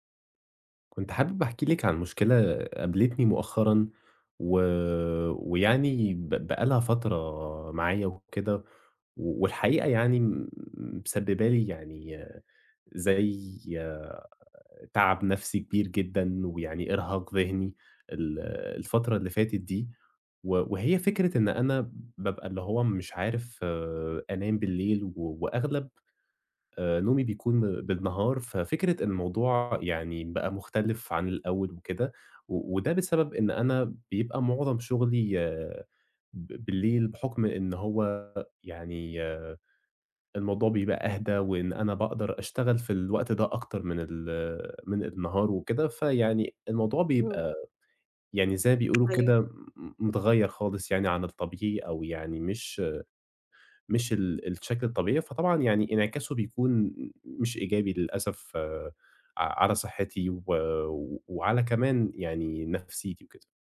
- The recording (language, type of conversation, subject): Arabic, advice, إزاي قيلولة النهار بتبوّظ نومك بالليل؟
- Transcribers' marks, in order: tapping